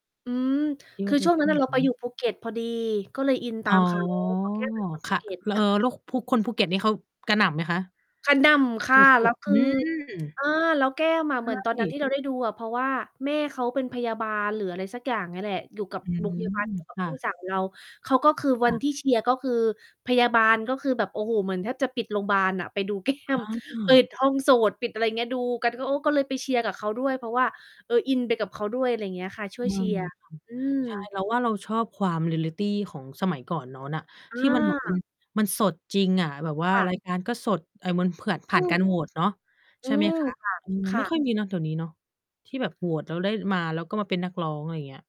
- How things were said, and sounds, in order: static; distorted speech; drawn out: "อ๋อ"; chuckle; other background noise; tapping; laughing while speaking: "แก้ม"; in English: "Reality"; mechanical hum
- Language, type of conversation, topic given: Thai, unstructured, คุณมีนักร้องหรือนักแสดงคนโปรดไหม?